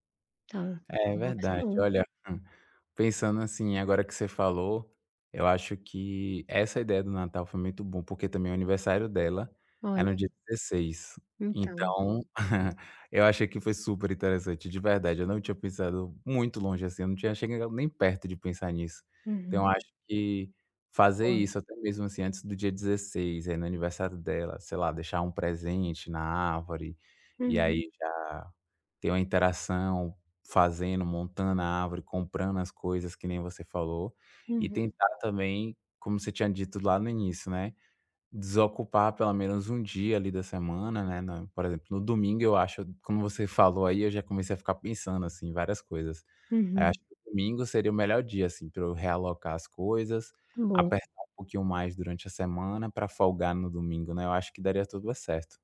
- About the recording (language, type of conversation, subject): Portuguese, advice, Como posso equilibrar trabalho e vida pessoal para ter mais tempo para a minha família?
- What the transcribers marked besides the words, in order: tapping